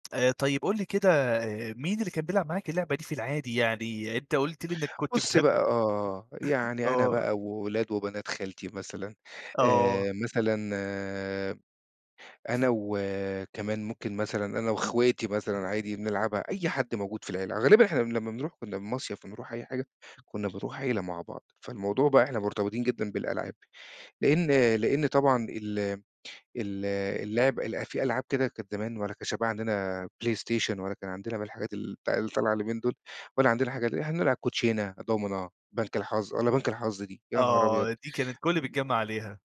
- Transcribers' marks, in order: unintelligible speech; tapping
- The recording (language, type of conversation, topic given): Arabic, podcast, إيه اللعبة اللي كان ليها تأثير كبير على عيلتك؟